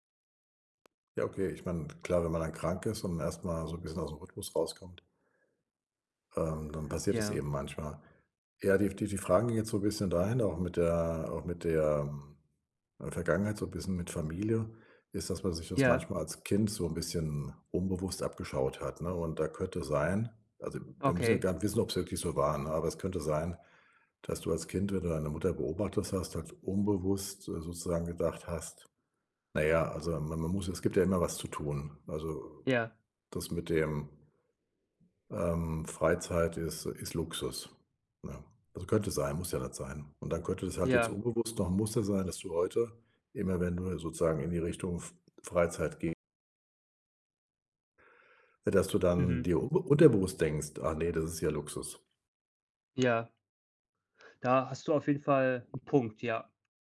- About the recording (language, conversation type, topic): German, advice, Wie kann ich zu Hause endlich richtig zur Ruhe kommen und entspannen?
- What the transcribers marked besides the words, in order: tapping; other background noise